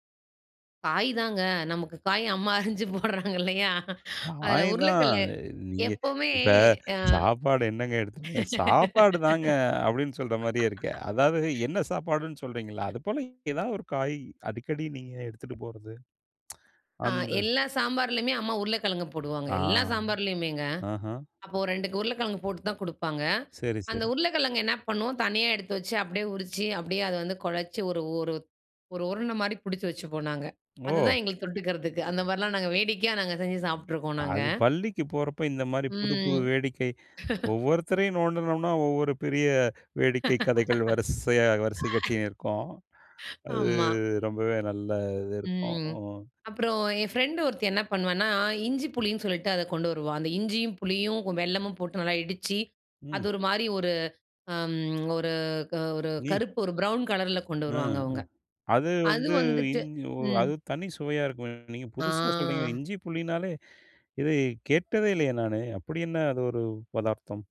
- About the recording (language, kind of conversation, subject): Tamil, podcast, பள்ளிக்காலத்தில் இருந்த உணவுச் சுவைகள் இன்று உன் சுவைபோக்காக மாறுவதற்கு என்ன காரணங்கள் இருந்தன?
- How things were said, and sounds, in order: laughing while speaking: "காய் அம்மா அறிஞ்சு போடுறாங்க இல்லயா. அதில உருளைக்கல்ல எப்பவுமே அ"; "உருளைக்கிழங்கு" said as "உருளைக்கல்ல"; unintelligible speech; tsk; drawn out: "ஆ"; laughing while speaking: "அதுதான் எங்களுக்கு தொட்டுக்கிறதுக்கு அந்த மாதிரிலாம் நாங்க வேடிக்கையா, நாங்க செஞ்சு சாப்பிட்டுருக்கோம் நாங்க"; other noise; other background noise; chuckle; laugh; in English: "ப்ரவுன் கலர்ல"; drawn out: "ஆ"